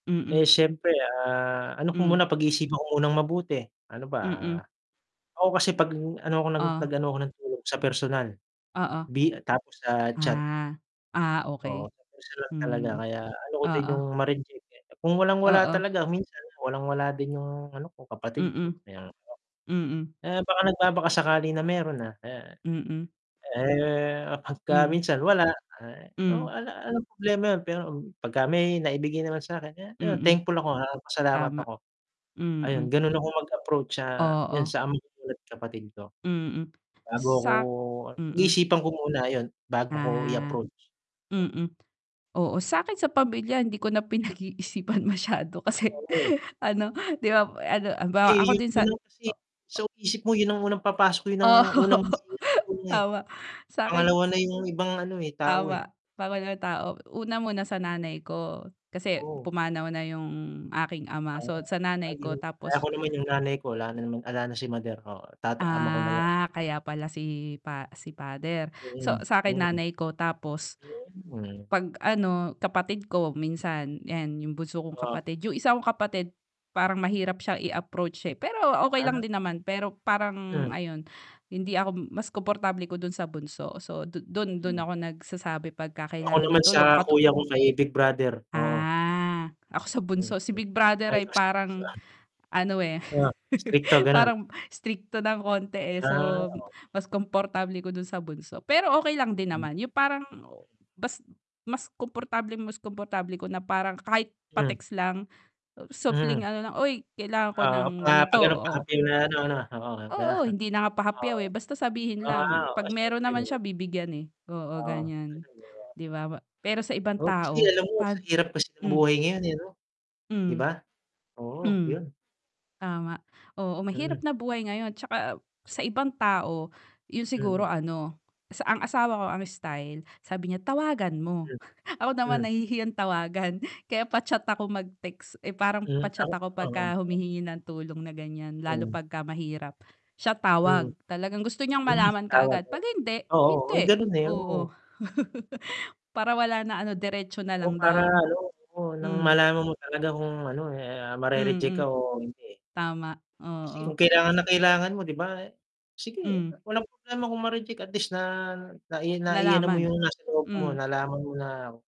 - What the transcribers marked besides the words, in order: distorted speech; tapping; other background noise; scoff; laughing while speaking: "pinag-iisipan masyado kasi ano"; static; laughing while speaking: "Oh"; chuckle; unintelligible speech; unintelligible speech; mechanical hum; unintelligible speech; chuckle; scoff; unintelligible speech; chuckle; chuckle
- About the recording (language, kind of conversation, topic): Filipino, unstructured, Paano ka nakikipag-usap kapag kailangan mong humingi ng tulong sa ibang tao?